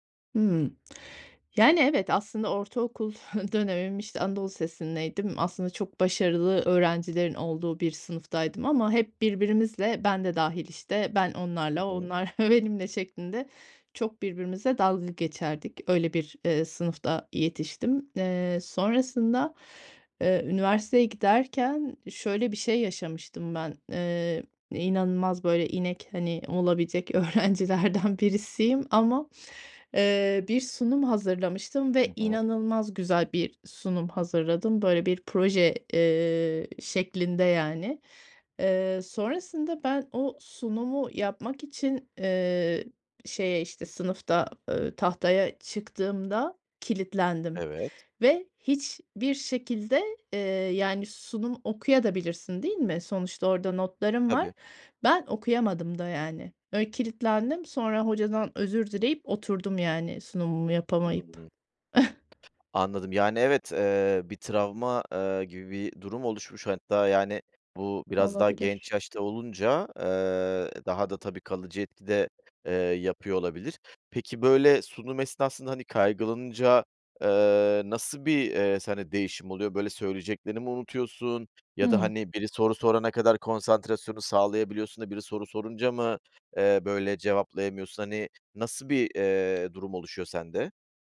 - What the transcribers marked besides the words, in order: laughing while speaking: "dönemim"; laughing while speaking: "o onlar benimle şeklinde"; laughing while speaking: "öğrencilerden birisiyim"; other background noise; "okuyabilirsin de" said as "okuya da bilirsin"; scoff; tapping
- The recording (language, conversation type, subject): Turkish, advice, Topluluk önünde konuşma kaygınızı nasıl yönetiyorsunuz?